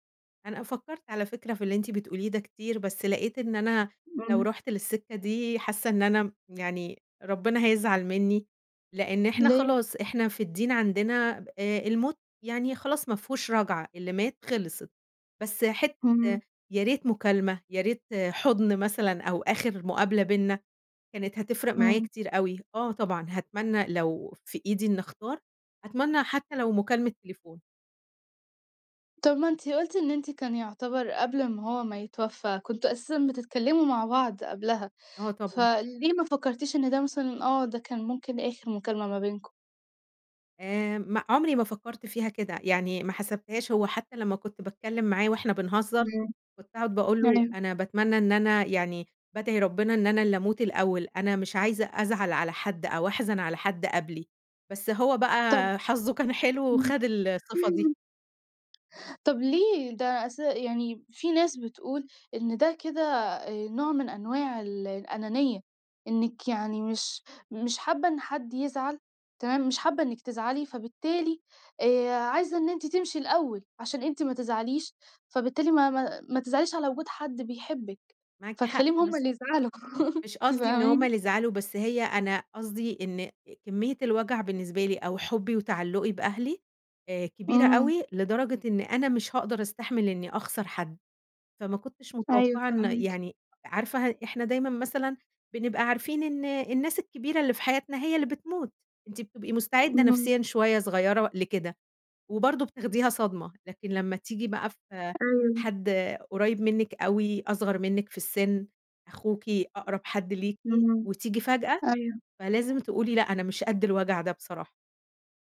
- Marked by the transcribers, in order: other background noise; tapping; laugh; laughing while speaking: "أنتِ فاهماني؟"
- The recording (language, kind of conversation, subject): Arabic, podcast, ممكن تحكي لنا عن ذكرى عائلية عمرك ما هتنساها؟
- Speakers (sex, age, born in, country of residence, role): female, 18-19, Egypt, Egypt, host; female, 30-34, Egypt, Egypt, guest